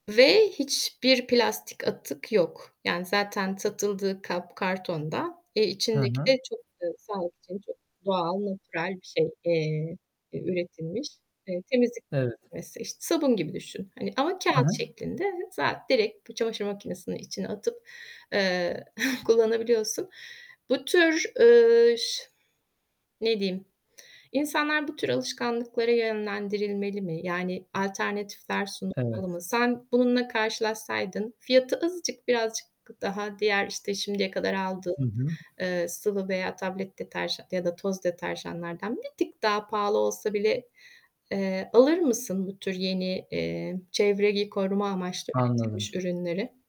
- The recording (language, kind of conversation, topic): Turkish, podcast, Günlük hayatta sade ve çevre dostu alışkanlıklar nelerdir?
- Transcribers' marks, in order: static; unintelligible speech; laughing while speaking: "kullanabiliyorsun"; other background noise; distorted speech